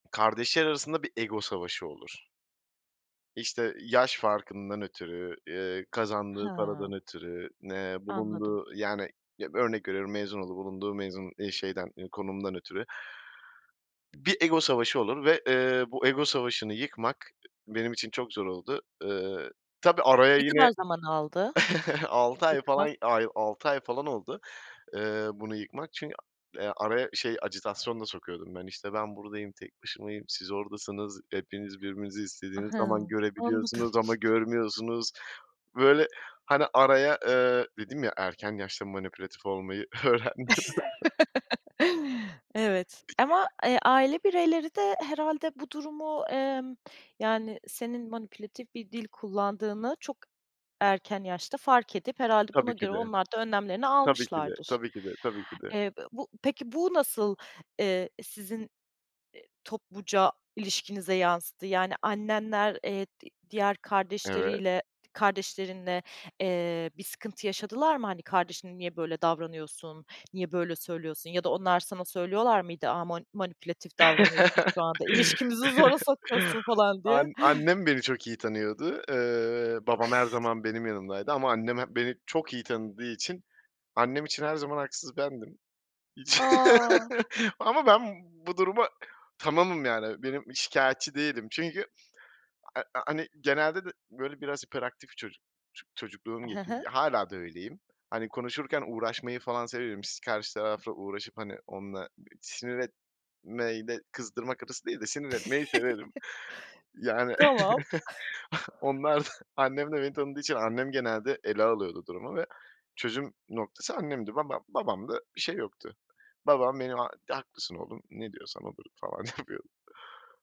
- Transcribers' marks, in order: other background noise; chuckle; tapping; chuckle; laughing while speaking: "öğrendim"; laugh; unintelligible speech; laugh; laughing while speaking: "ilişkimizi zora sokuyorsun"; laugh; drawn out: "A!"; chuckle; laughing while speaking: "onlar da, annem de beni tanıdığı için"
- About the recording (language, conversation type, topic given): Turkish, podcast, Ailenle yaşadığın iletişim sorunlarını genelde nasıl çözersin?